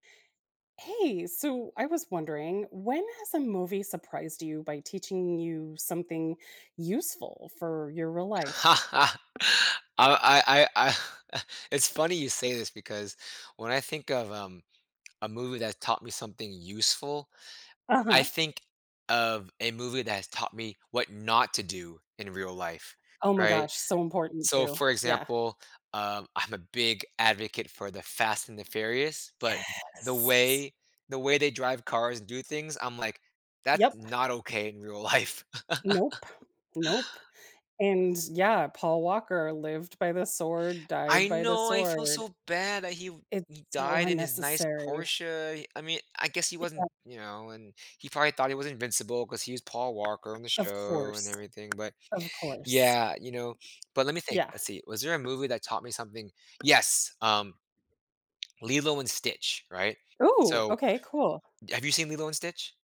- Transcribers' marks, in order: laugh; laughing while speaking: "I"; stressed: "not"; drawn out: "Yes"; stressed: "Yes"; laughing while speaking: "life"; chuckle; tapping; surprised: "Ooh"
- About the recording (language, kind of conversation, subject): English, unstructured, How can a movie's surprising lesson help me in real life?